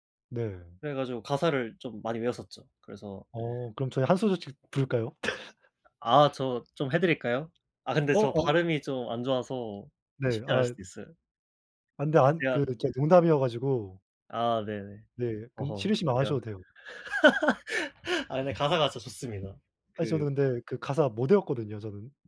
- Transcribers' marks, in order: laugh; other background noise; laugh
- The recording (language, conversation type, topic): Korean, unstructured, 스트레스를 받을 때 보통 어떻게 푸세요?